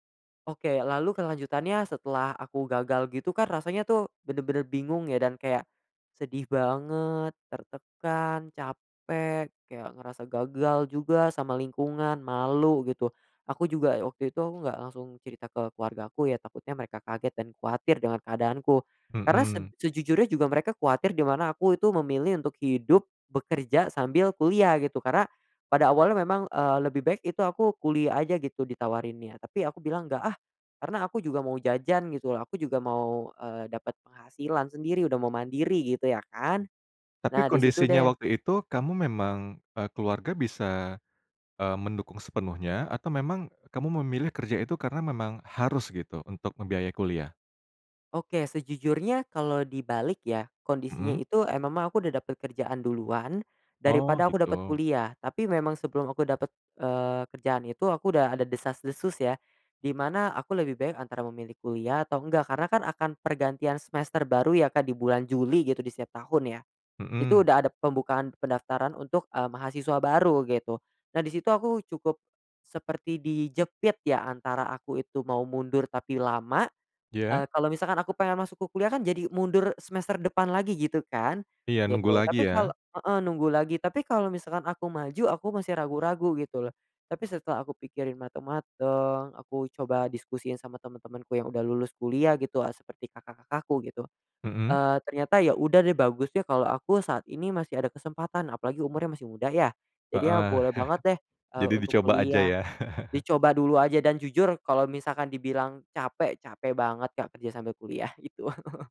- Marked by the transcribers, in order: other background noise; "memang" said as "mema"; chuckle; chuckle; chuckle
- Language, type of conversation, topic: Indonesian, podcast, Bagaimana cara Anda belajar dari kegagalan tanpa menyalahkan diri sendiri?